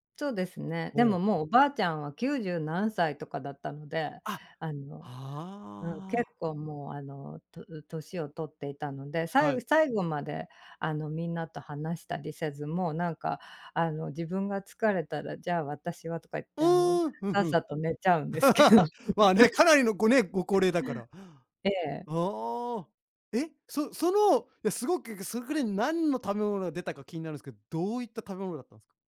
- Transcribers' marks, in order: chuckle; laughing while speaking: "寝ちゃうんですけど"; chuckle
- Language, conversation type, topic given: Japanese, podcast, 現地の家庭に呼ばれた経験はどんなものでしたか？